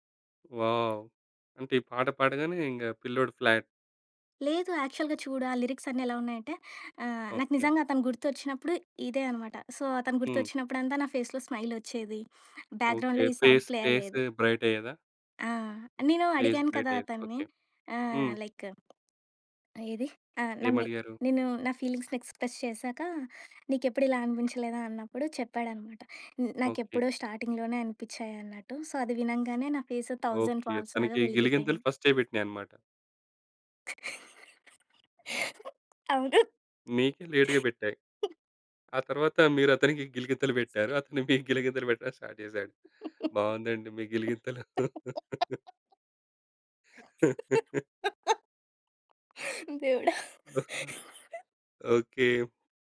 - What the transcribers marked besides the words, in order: tapping; in English: "ఫ్లాట్"; in English: "యాక్చువల్‌గా"; in English: "సో"; in English: "ఫేస్‌లో"; in English: "బ్యాక్గ్రౌండ్‌లో"; in English: "ఫేస్ ఫేస్"; in English: "సాంగ్ ప్లే"; other background noise; in English: "ఫేస్ బ్రైట్"; in English: "లైక్"; in English: "ఫీలింగ్స్‌ని ఎక్స్ప్రెస్"; in English: "స్టార్టింగ్"; in English: "సో"; in English: "థౌసండ్ ఫాల్స్"; giggle; in English: "లేట్‌గా"; other noise; laughing while speaking: "మీకు గిలిగింతలు పెట్టడం స్టార్ట్"; laugh; in English: "స్టార్ట్"; laugh
- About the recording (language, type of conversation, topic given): Telugu, podcast, ఆన్‌లైన్ పరిచయాన్ని నిజ జీవిత సంబంధంగా మార్చుకోవడానికి మీరు ఏ చర్యలు తీసుకుంటారు?